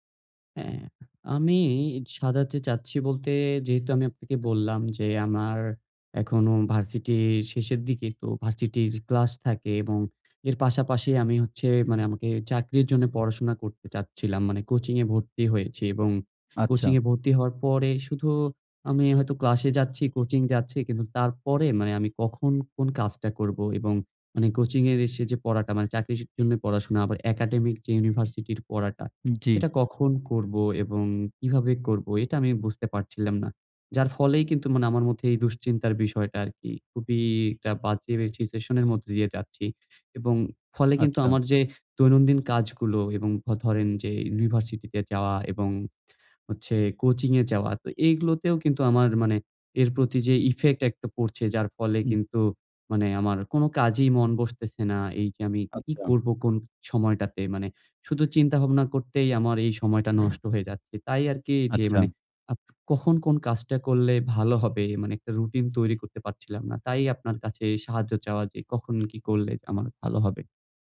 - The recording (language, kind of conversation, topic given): Bengali, advice, কেন আপনি প্রতিদিন একটি স্থির রুটিন তৈরি করে তা মেনে চলতে পারছেন না?
- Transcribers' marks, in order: tapping; horn; other background noise; in English: "ইফেক্ট"; unintelligible speech; "আমার" said as "কামার"